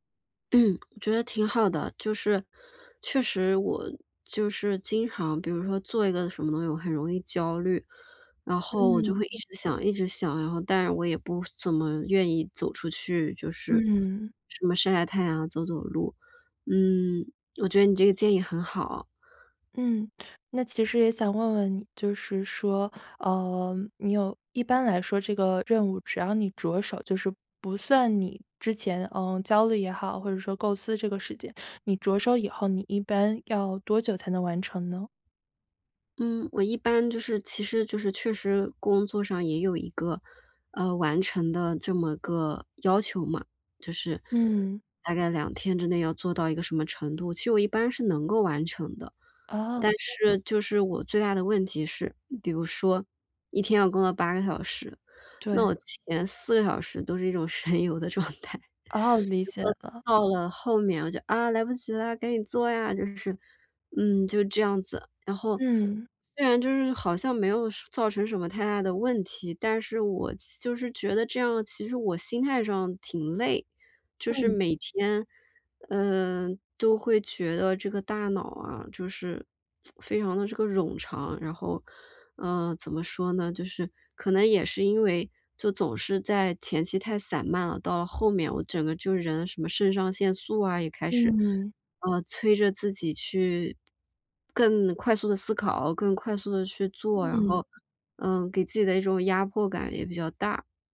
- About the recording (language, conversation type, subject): Chinese, advice, 我怎样才能减少分心，并在处理复杂工作时更果断？
- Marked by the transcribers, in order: other background noise; laughing while speaking: "神游的状态"; tsk